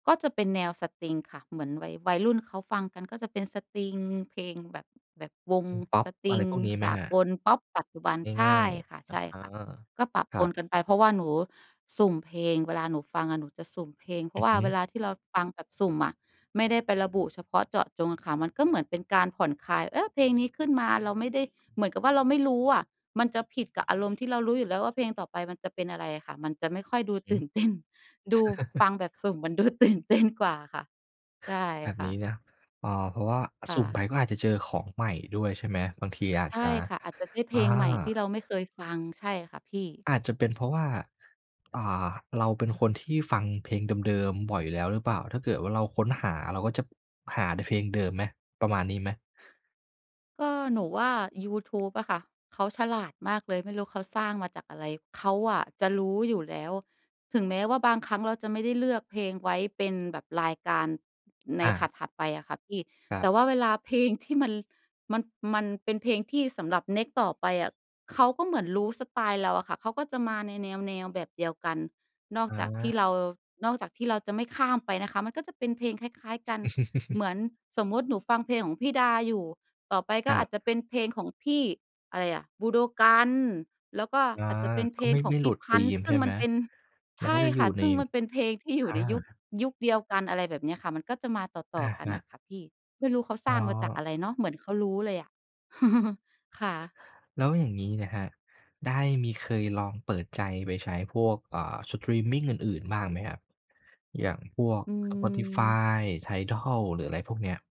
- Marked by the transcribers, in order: laughing while speaking: "ตื่นเต้น"; chuckle; laughing while speaking: "ตื่นเต้น"; other background noise; "จะ" said as "จั๊บ"; chuckle; chuckle
- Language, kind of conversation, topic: Thai, podcast, คุณมักค้นพบเพลงใหม่จากที่ไหนบ่อยสุด?